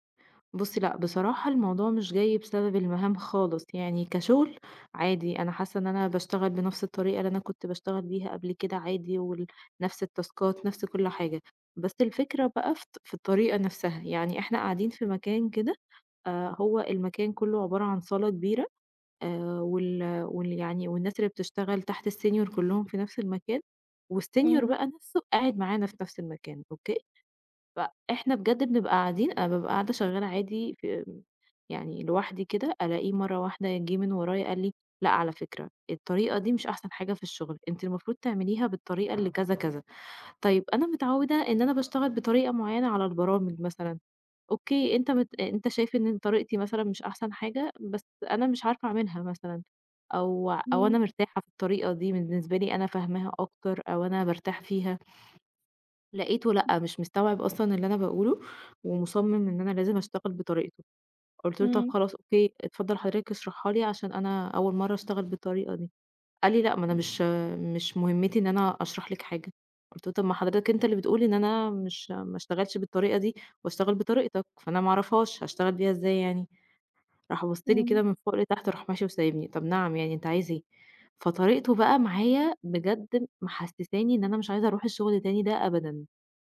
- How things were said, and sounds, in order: in English: "التاسكات"; in English: "الsenior"; in English: "والsenior"; other background noise; tapping; unintelligible speech
- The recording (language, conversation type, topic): Arabic, advice, إزاي أتعامل مع ضغط الإدارة والزمايل المستمر اللي مسببلي إرهاق نفسي؟